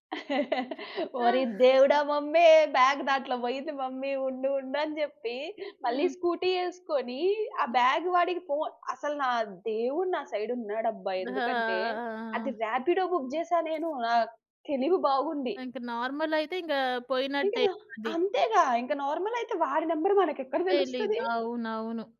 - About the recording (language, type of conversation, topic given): Telugu, podcast, బ్యాగ్ పోవడం కంటే ఎక్కువ భయంకరమైన అనుభవం నీకు ఎప్పుడైనా ఎదురైందా?
- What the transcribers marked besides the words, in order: laughing while speaking: "ఓరి దేవుడా! మమ్మీ బ్యాగ్ దాంట్లో బోయింది మమ్మీ ఉండు, ఉండు అని జెప్పి"; in English: "మమ్మీ బ్యాగ్"; in English: "మమ్మీ"; in English: "స్కూటీ"; in English: "బ్యాగ్"; other background noise; in English: "సైడ్"; in English: "రాపిడో బుక్"; in English: "నంబర్"